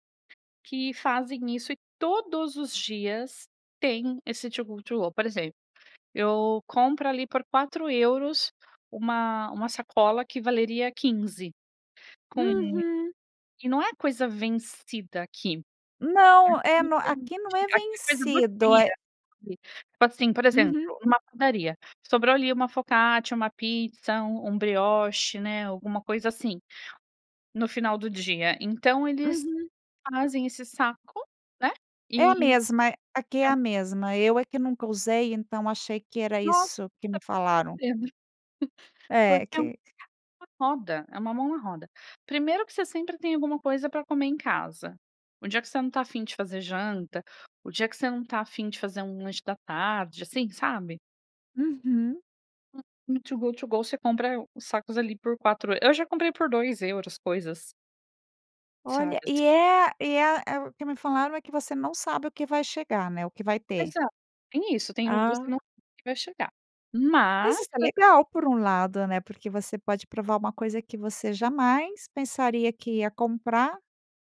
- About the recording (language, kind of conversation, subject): Portuguese, podcast, Como reduzir o desperdício de comida no dia a dia?
- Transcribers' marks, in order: unintelligible speech; unintelligible speech